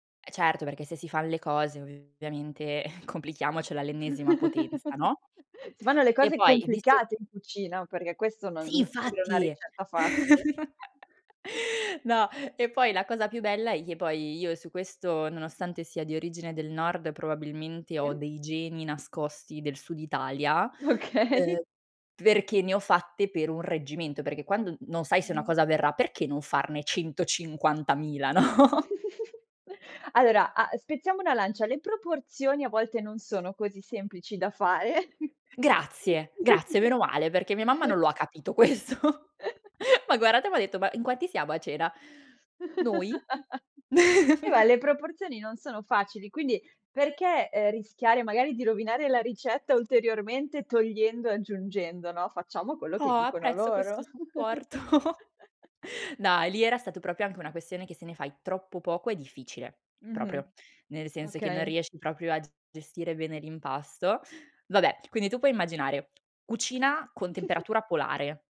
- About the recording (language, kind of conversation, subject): Italian, podcast, Parlami di un cibo locale che ti ha conquistato.
- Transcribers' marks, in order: chuckle; laugh; chuckle; other noise; laughing while speaking: "Okay"; laughing while speaking: "no?"; chuckle; laughing while speaking: "fare"; chuckle; laughing while speaking: "questo"; laugh; chuckle; chuckle; laughing while speaking: "supporto"; chuckle; other background noise; "proprio" said as "propio"; "proprio" said as "propio"; tapping; chuckle